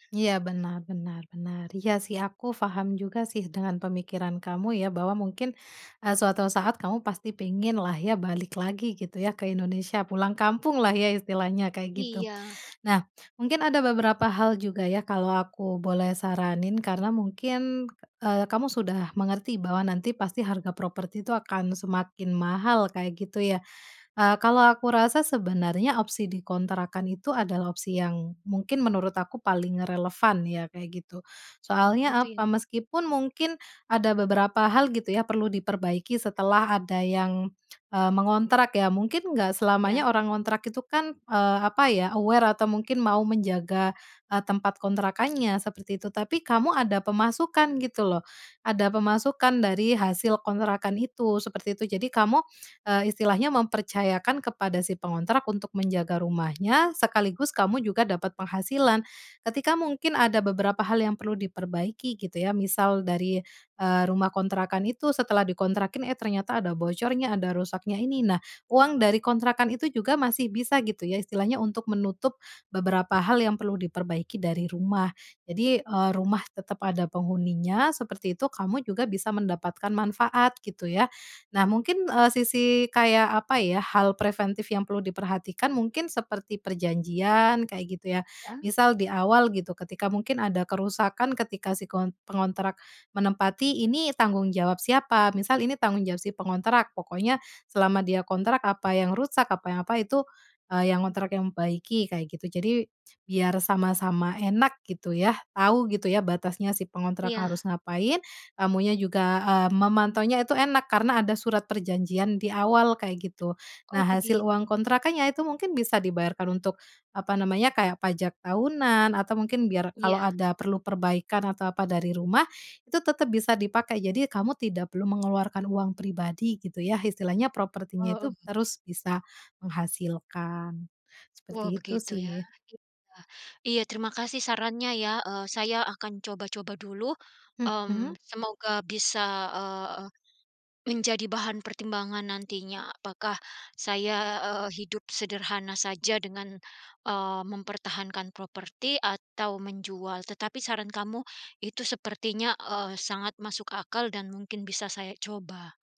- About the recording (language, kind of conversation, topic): Indonesian, advice, Apakah Anda sedang mempertimbangkan untuk menjual rumah agar bisa hidup lebih sederhana, atau memilih mempertahankan properti tersebut?
- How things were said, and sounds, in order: none